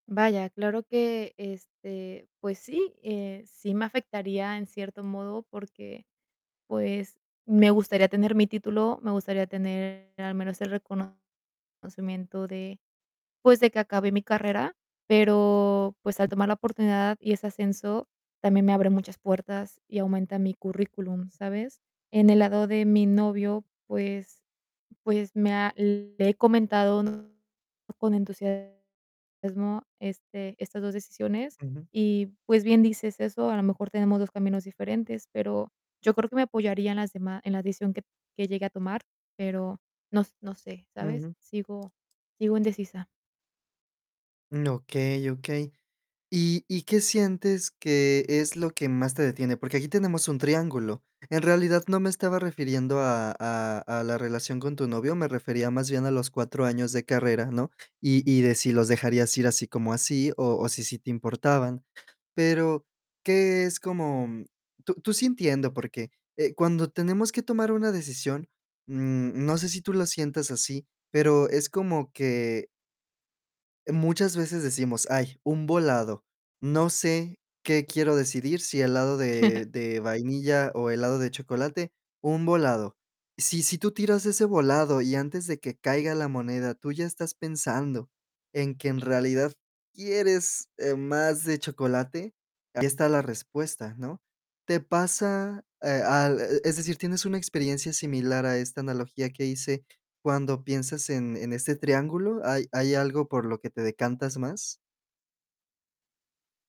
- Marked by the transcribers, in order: distorted speech; other background noise; chuckle
- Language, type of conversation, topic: Spanish, advice, ¿Cómo puedo manejar el agotamiento por tener que tomar demasiadas decisiones importantes?